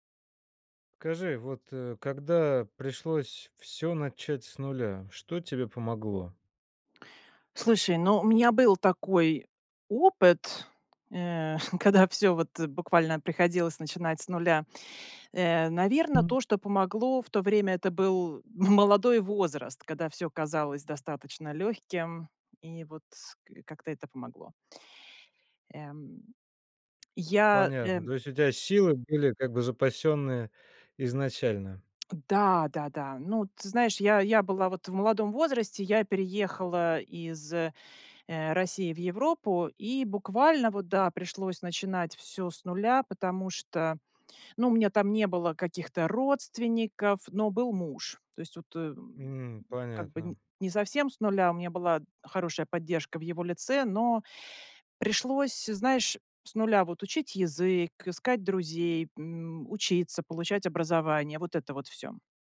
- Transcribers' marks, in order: chuckle; other background noise; laughing while speaking: "молодой"; tapping
- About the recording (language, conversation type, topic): Russian, podcast, Когда вам пришлось начать всё с нуля, что вам помогло?